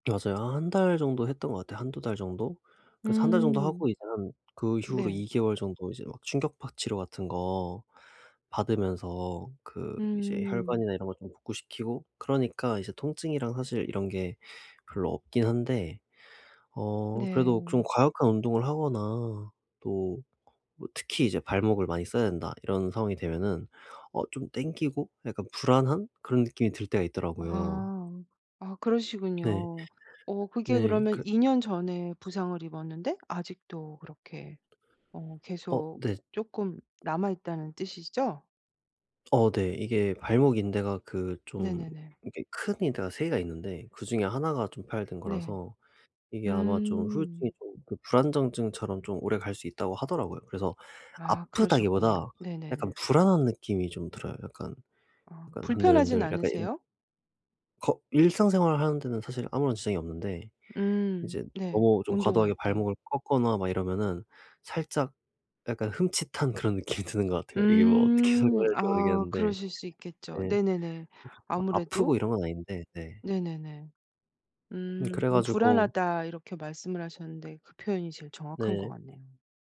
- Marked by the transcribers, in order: tapping; laughing while speaking: "느낌이"; laughing while speaking: "어떻게"; other background noise
- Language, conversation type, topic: Korean, advice, 부상이나 좌절 후 운동 목표를 어떻게 현실적으로 재설정하고 기대치를 조정할 수 있을까요?
- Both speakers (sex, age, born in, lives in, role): female, 50-54, South Korea, Italy, advisor; male, 25-29, South Korea, South Korea, user